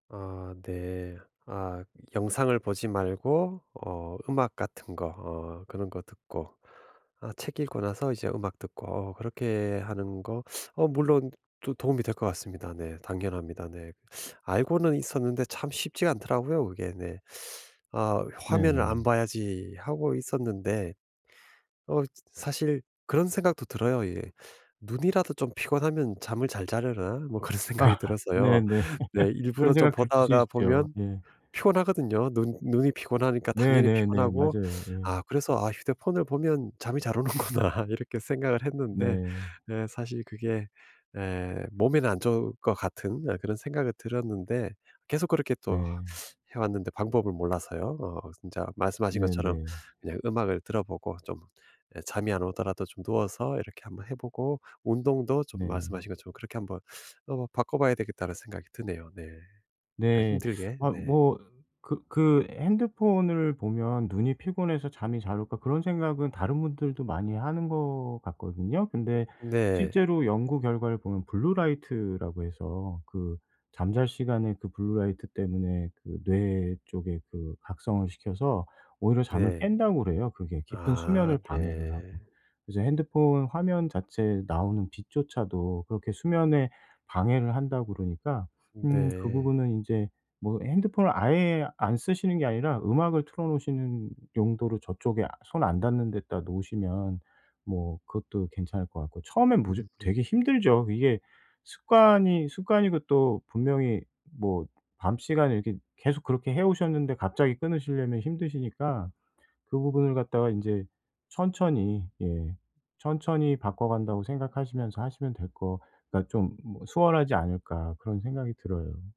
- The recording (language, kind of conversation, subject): Korean, advice, 아침에 더 활기차고 동기 부여되기 위한 간단한 루틴은 무엇인가요?
- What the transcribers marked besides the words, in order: other background noise; laughing while speaking: "그런 생각이"; laughing while speaking: "아"; laugh; laughing while speaking: "오는구나.'"; tapping